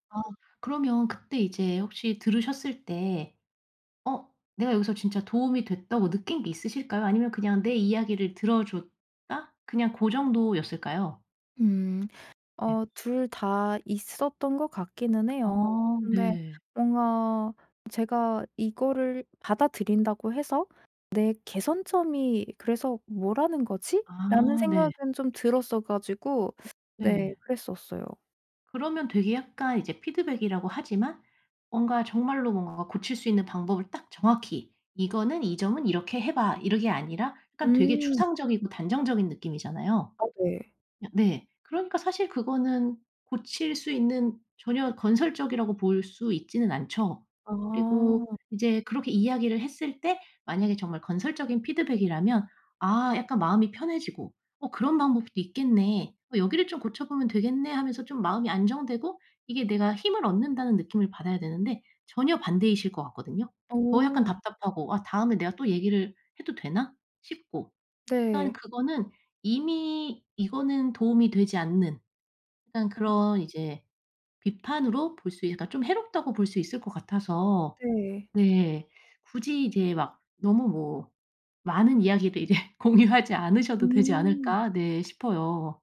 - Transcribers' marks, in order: teeth sucking; laughing while speaking: "이제 공유하지 않으셔도"
- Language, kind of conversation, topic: Korean, advice, 건설적인 피드백과 파괴적인 비판은 어떻게 구별하나요?